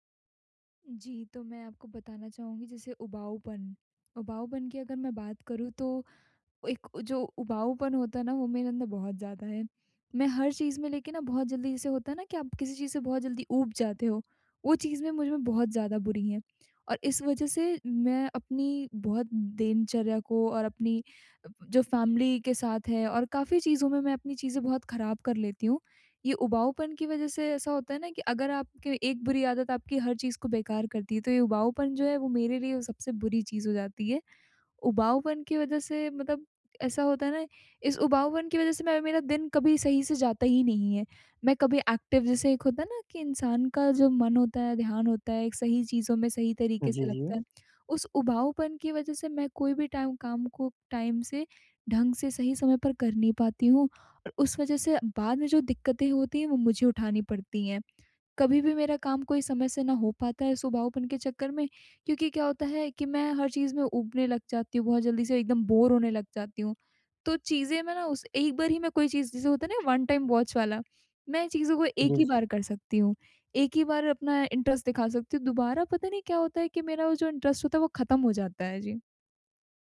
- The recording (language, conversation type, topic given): Hindi, advice, क्या उबाऊपन को अपनाकर मैं अपना ध्यान और गहरी पढ़ाई की क्षमता बेहतर कर सकता/सकती हूँ?
- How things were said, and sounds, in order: in English: "फ़ैमिली"; in English: "एक्टिव"; in English: "टाइम"; in English: "टाइम"; in English: "बोर"; in English: "वन टाइम वॉच"; in English: "इंटरेस्ट"; in English: "इंटरेस्ट"